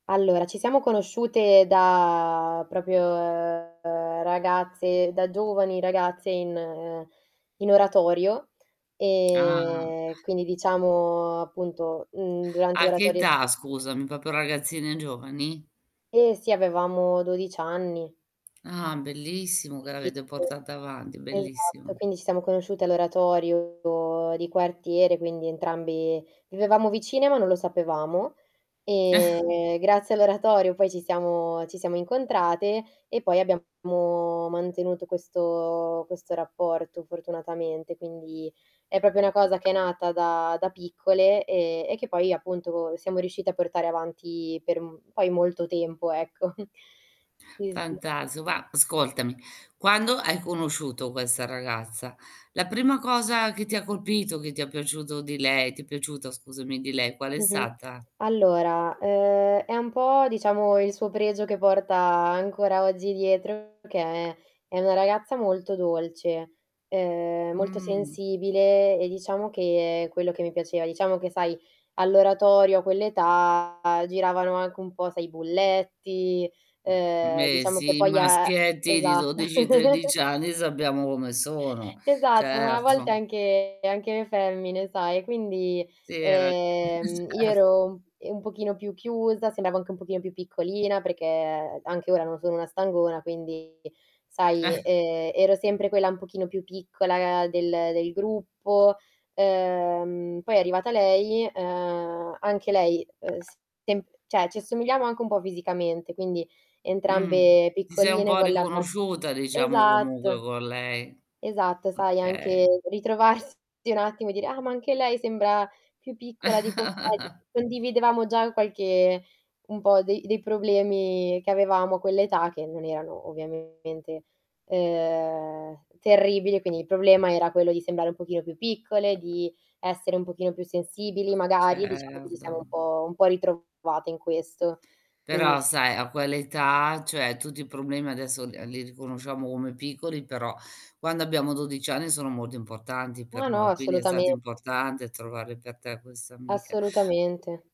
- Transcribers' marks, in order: drawn out: "da propio"; distorted speech; "proprio" said as "propio"; drawn out: "e"; tapping; "Proprio" said as "popo"; unintelligible speech; other background noise; drawn out: "e"; chuckle; "proprio" said as "popo"; chuckle; "Fantastico" said as "fantaso"; chuckle; laughing while speaking: "Cert"; chuckle; "cioè" said as "ceh"; static; "Okay" said as "kay"; chuckle; drawn out: "Certo"
- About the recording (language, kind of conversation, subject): Italian, podcast, Puoi parlarmi di un amico o di un’amica che conta molto per te?